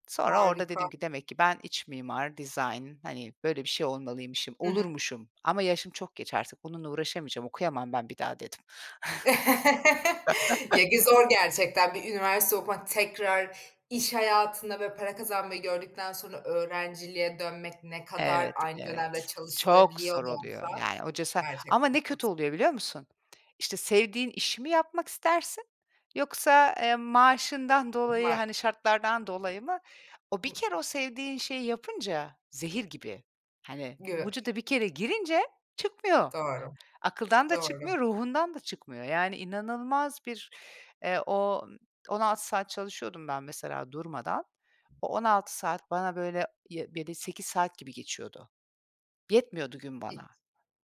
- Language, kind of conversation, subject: Turkish, podcast, Sevdiğin işi mi yoksa güvenli bir maaşı mı seçersin, neden?
- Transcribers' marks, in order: other background noise; laugh; chuckle; unintelligible speech; unintelligible speech